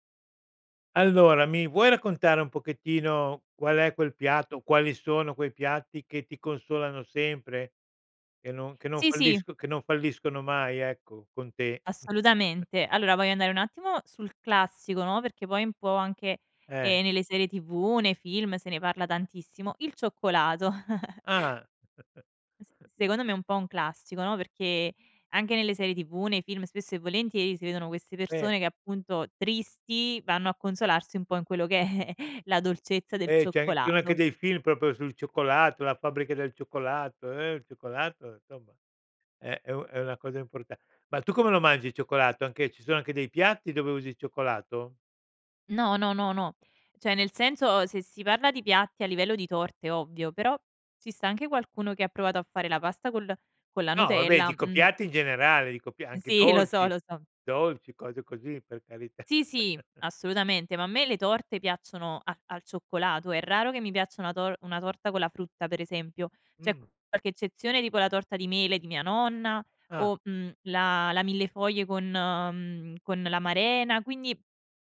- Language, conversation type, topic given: Italian, podcast, Qual è il piatto che ti consola sempre?
- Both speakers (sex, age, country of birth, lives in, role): female, 25-29, Italy, Italy, guest; male, 70-74, Italy, Italy, host
- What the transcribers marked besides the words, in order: chuckle; chuckle; laughing while speaking: "è"; chuckle; "proprio" said as "propio"; "Cioè" said as "ceh"; laughing while speaking: "Sì"; laughing while speaking: "carità"; chuckle